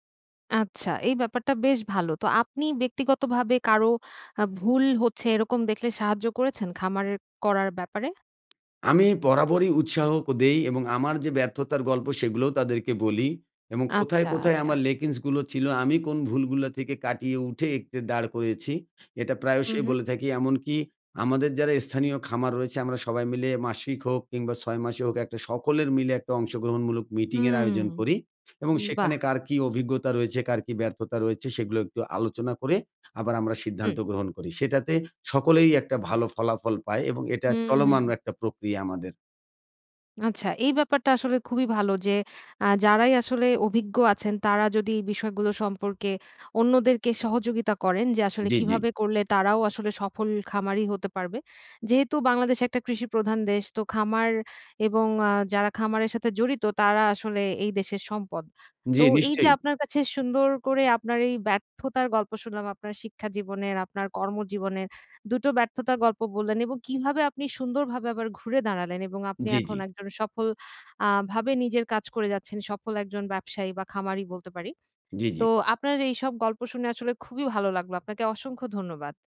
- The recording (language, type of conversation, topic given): Bengali, podcast, ব্যর্থ হলে তুমি কীভাবে আবার ঘুরে দাঁড়াও?
- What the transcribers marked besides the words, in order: "বরাবরই" said as "পরাবরই"; "এবং" said as "এমং"; in English: "লেকিংস"; "ল্যাকিংস" said as "লেকিংস"; "একটু" said as "ইকটু"